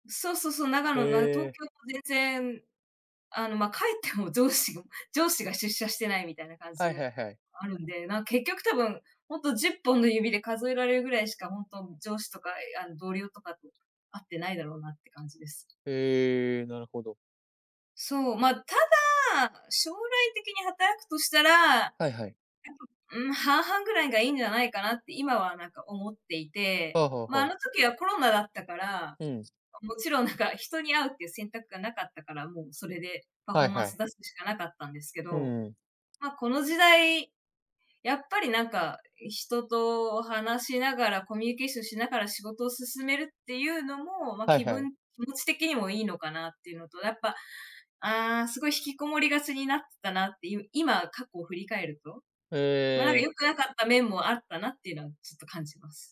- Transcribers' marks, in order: other background noise
- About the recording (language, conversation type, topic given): Japanese, unstructured, どうやってストレスを解消していますか？